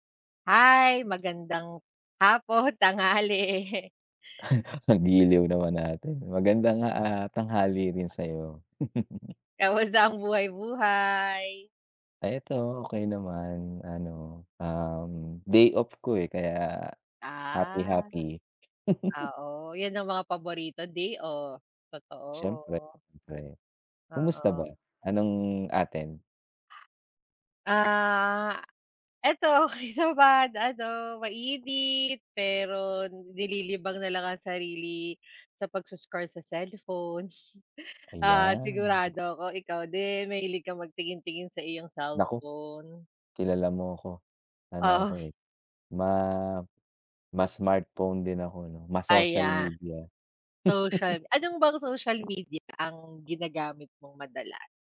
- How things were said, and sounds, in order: laughing while speaking: "hapon, tanghali"; chuckle; other background noise; chuckle; laughing while speaking: "Kumusta"; tapping; laugh; laughing while speaking: "okey"; chuckle; laughing while speaking: "Oo"; chuckle
- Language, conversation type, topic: Filipino, unstructured, Ano ang tingin mo sa epekto ng teknolohiya sa lipunan?